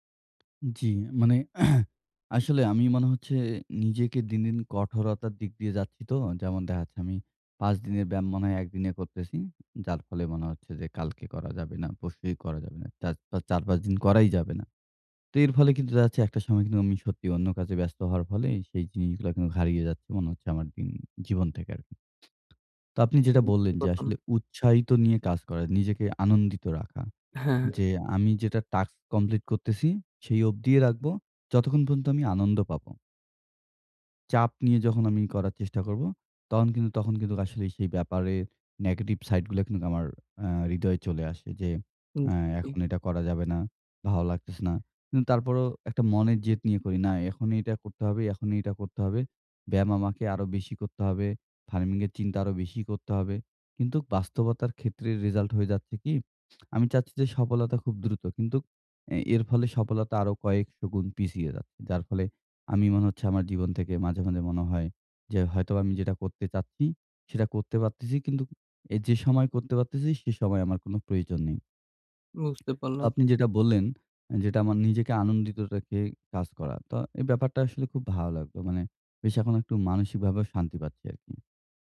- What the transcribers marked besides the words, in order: tapping; throat clearing; unintelligible speech; "তখন" said as "তহন"; "নেগেটিভ" said as "ন্যাগেটিব"; tongue click; other background noise; tongue click
- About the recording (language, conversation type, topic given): Bengali, advice, ব্যায়াম চালিয়ে যেতে কীভাবে আমি ধারাবাহিকভাবে অনুপ্রেরণা ধরে রাখব এবং ধৈর্য গড়ে তুলব?